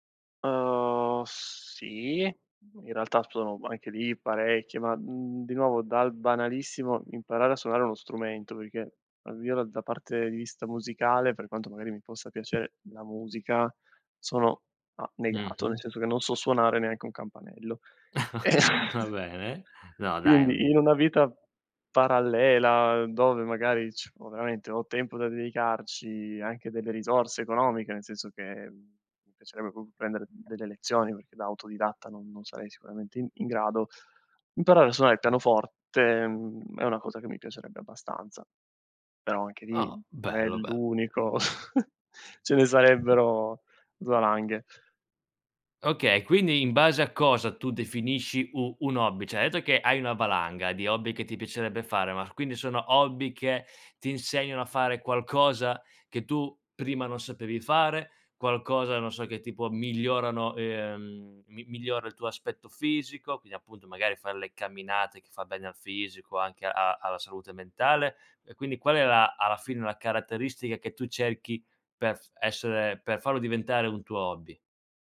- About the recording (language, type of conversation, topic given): Italian, podcast, Com'è nata la tua passione per questo hobby?
- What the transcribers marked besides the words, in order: laughing while speaking: "Va bene"; laughing while speaking: "eh"; unintelligible speech; "proprio" said as "propo"; other background noise; chuckle; "Cioè" said as "ceh"